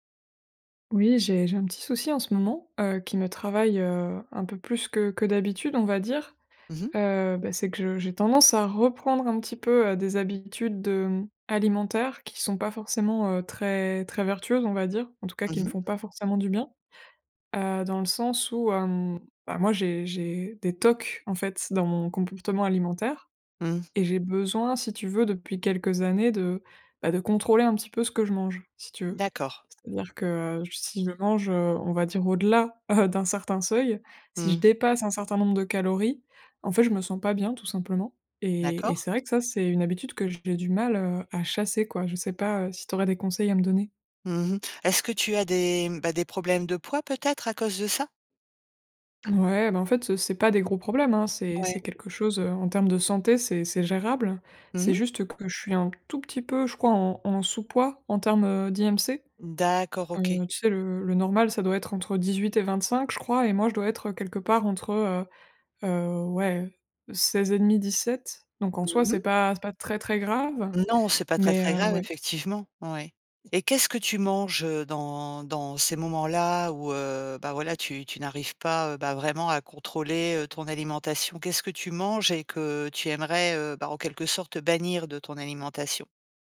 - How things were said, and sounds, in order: laughing while speaking: "heu"
- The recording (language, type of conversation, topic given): French, advice, Comment expliquer une rechute dans une mauvaise habitude malgré de bonnes intentions ?
- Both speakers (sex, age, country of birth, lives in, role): female, 25-29, France, France, user; female, 50-54, France, France, advisor